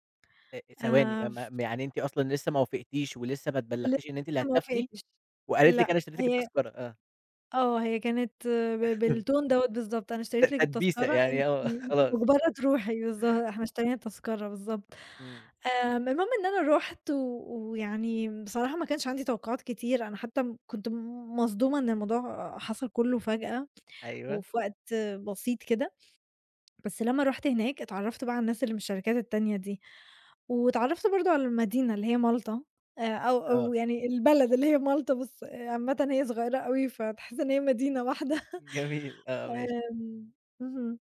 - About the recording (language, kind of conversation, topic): Arabic, podcast, احكيلي عن مغامرة سفر ما هتنساها أبدًا؟
- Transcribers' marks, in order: tapping; in English: "بالtune"; chuckle; laughing while speaking: "آه خلاص"; laughing while speaking: "جميل"; chuckle